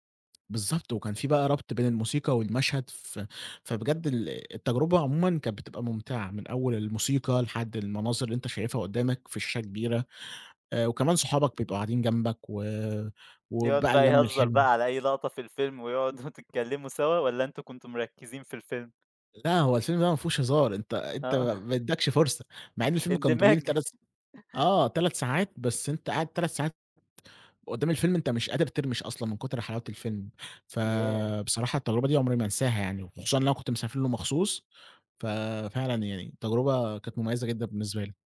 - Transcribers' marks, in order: tapping; chuckle; laughing while speaking: "آه"; laughing while speaking: "اندماج"; chuckle
- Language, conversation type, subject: Arabic, podcast, تحب تحكيلنا عن تجربة في السينما عمرك ما تنساها؟